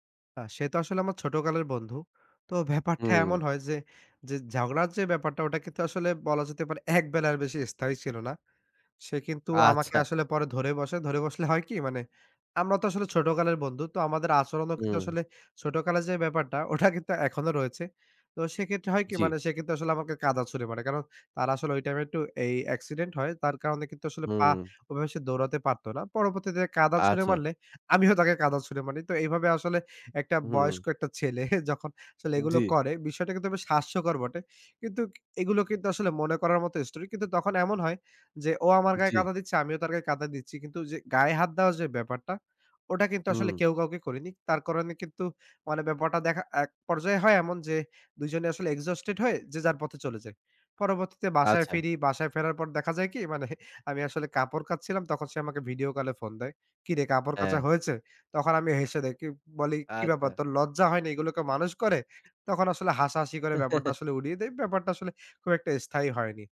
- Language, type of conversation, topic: Bengali, podcast, আপনি কীভাবে নতুন মানুষের সঙ্গে বন্ধুত্ব গড়ে তোলেন?
- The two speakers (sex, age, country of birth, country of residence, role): male, 20-24, Bangladesh, Bangladesh, host; male, 25-29, Bangladesh, Bangladesh, guest
- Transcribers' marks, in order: scoff; scoff; "একটু" said as "এটু"; tapping; joyful: "আমিও তাকে কাদা ছুঁড়ে মারি"; scoff; "কিন্তু" said as "কিন্তুক"; in English: "exhausted"; scoff; put-on voice: "’কি ব্যাপার তোর লজ্জা হয়নি এগুলোকে মানুষ করে!‘"; chuckle